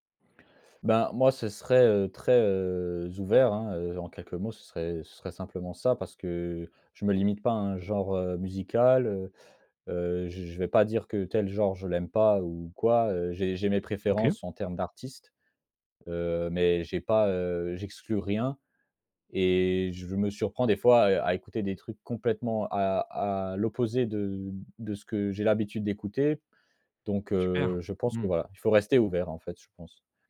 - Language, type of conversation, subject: French, podcast, Comment la musique a-t-elle marqué ton identité ?
- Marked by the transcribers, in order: none